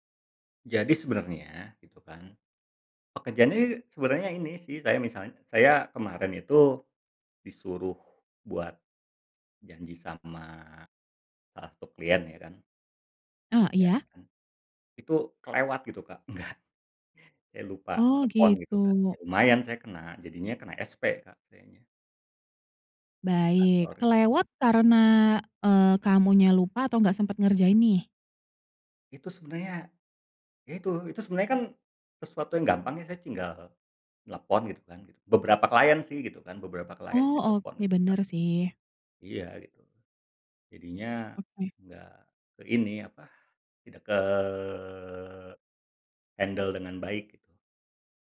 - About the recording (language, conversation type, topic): Indonesian, advice, Mengapa kamu sering meremehkan waktu yang dibutuhkan untuk menyelesaikan suatu tugas?
- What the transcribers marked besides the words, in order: tapping; drawn out: "ke"; in English: "handle"